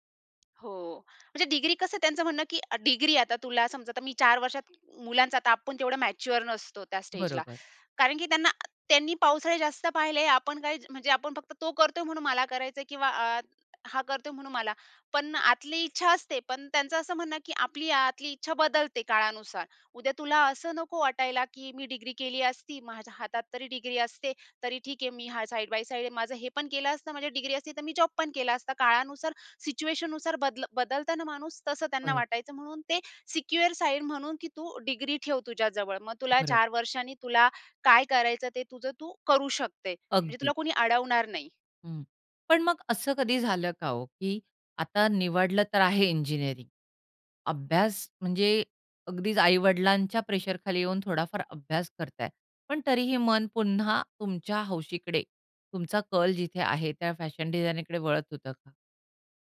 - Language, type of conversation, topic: Marathi, podcast, तुम्ही समाजाच्या अपेक्षांमुळे करिअरची निवड केली होती का?
- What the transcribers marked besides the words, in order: tapping; in English: "साइड बाय साइड"; in English: "सिक्युअर"; other noise